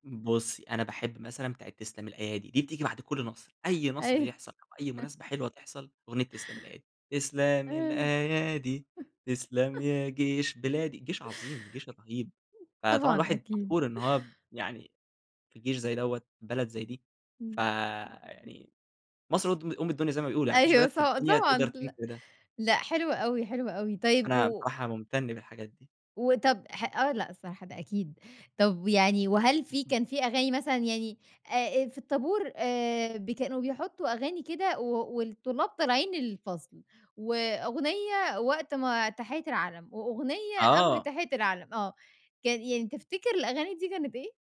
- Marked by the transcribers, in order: laughing while speaking: "أيوه"; chuckle; singing: "تسلم الأيادي تسلم يا جيش بلادي"; chuckle; tapping
- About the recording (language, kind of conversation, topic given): Arabic, podcast, إيه اللحن أو الأغنية اللي مش قادرة تطلعيها من دماغك؟